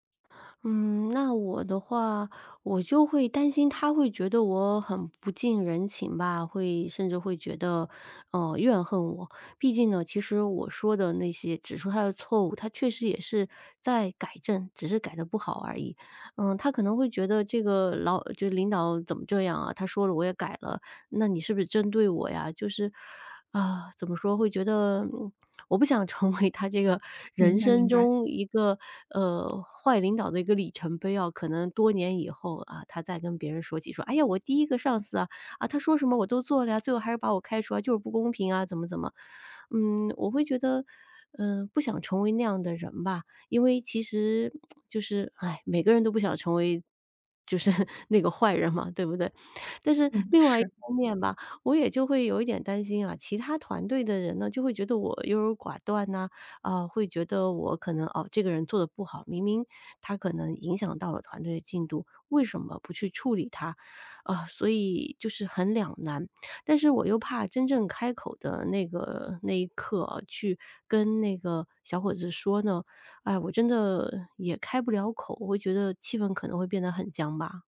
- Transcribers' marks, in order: laughing while speaking: "成为"; tsk; laughing while speaking: "就是那个坏人嘛"
- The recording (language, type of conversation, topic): Chinese, advice, 员工表现不佳但我不愿解雇他/她，该怎么办？